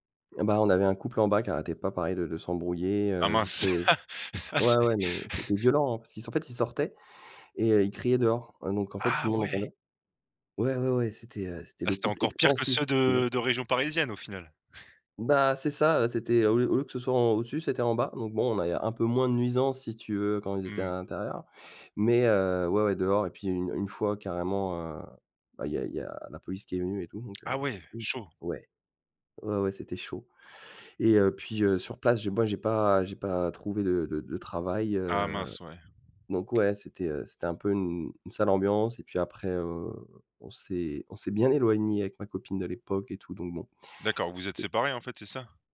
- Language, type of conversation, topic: French, podcast, Peux-tu me parler d’un déménagement qui a vraiment changé ta vie, et me dire comment tu l’as vécu ?
- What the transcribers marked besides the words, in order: laughing while speaking: "Ah !"; chuckle; unintelligible speech; tapping; other noise